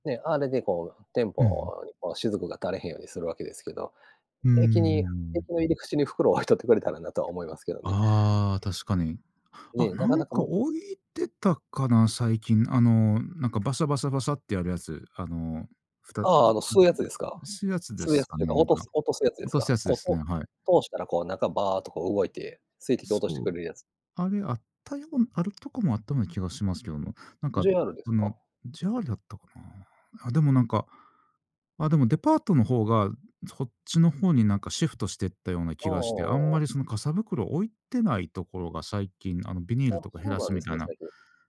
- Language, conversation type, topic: Japanese, unstructured, 電車やバスの混雑でイライラしたことはありますか？
- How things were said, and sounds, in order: none